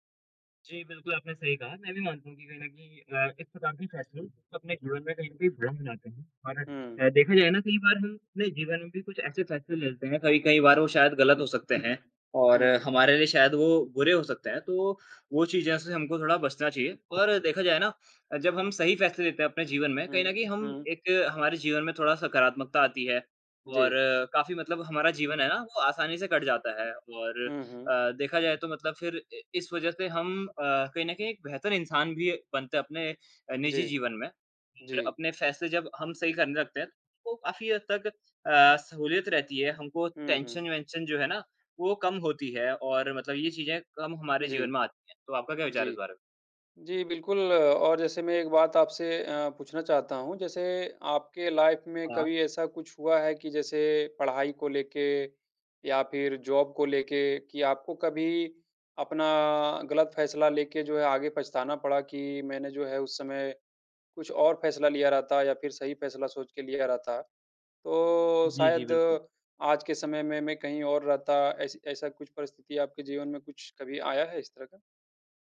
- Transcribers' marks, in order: in English: "टेंशन-वेंशन"; in English: "लाइफ़"; in English: "जॉब"
- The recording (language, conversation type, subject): Hindi, unstructured, आपके लिए सही और गलत का निर्णय कैसे होता है?